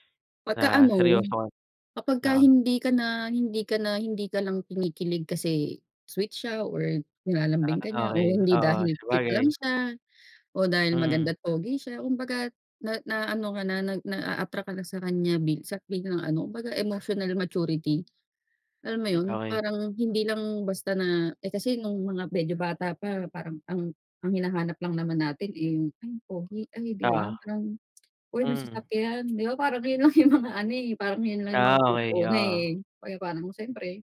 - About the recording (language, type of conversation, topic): Filipino, unstructured, Paano mo malalaman kung handa ka na sa isang seryosong relasyon?
- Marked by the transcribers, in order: tapping